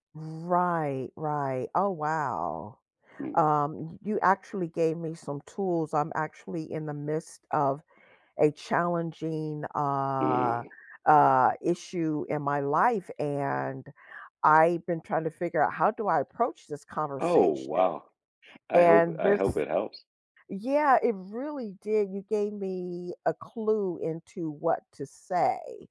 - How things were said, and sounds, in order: drawn out: "uh"; tapping
- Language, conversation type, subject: English, unstructured, How can practicing active listening help people resolve conflicts more effectively in their relationships?
- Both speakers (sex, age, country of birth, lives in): female, 70-74, United States, United States; male, 50-54, United States, United States